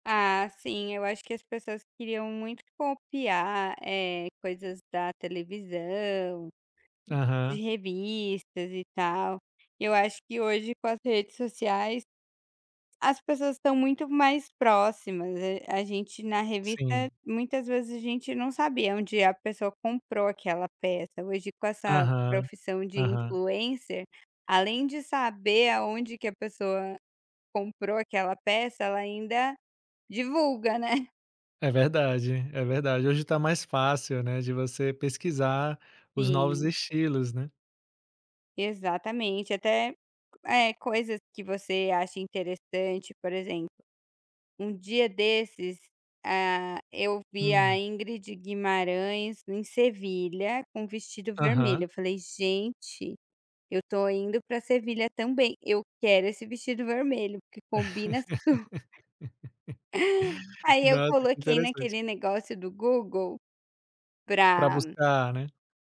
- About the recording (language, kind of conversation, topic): Portuguese, podcast, Que papel as redes sociais têm no seu visual?
- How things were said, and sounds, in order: tapping; laughing while speaking: "né"; laugh; laughing while speaking: "super"